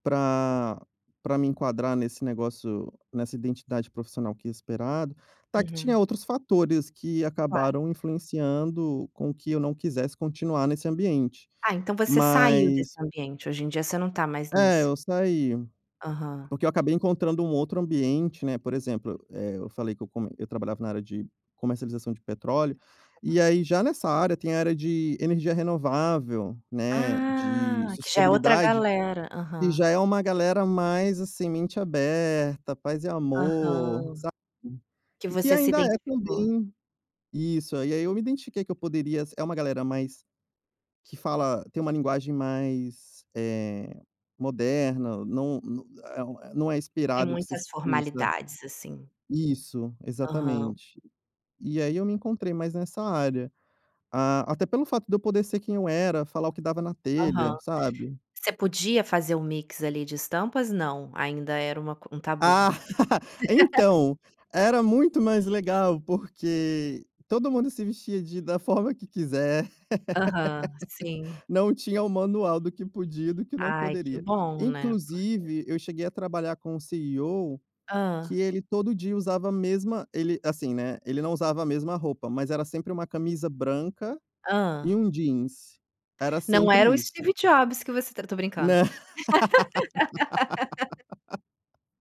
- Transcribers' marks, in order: in English: "mix"; laugh; laugh; laugh
- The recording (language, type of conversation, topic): Portuguese, podcast, Como você separa sua vida pessoal da sua identidade profissional?